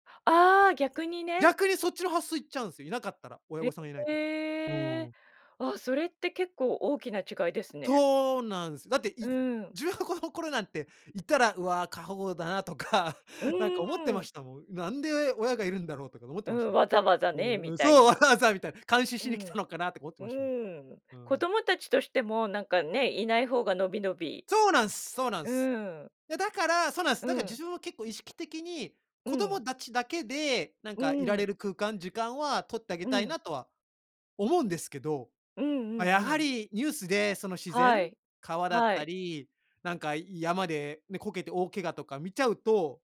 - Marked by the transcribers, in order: drawn out: "ええ"
- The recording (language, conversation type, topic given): Japanese, podcast, 子どもの頃に体験した自然の中での出来事で、特に印象に残っているのは何ですか？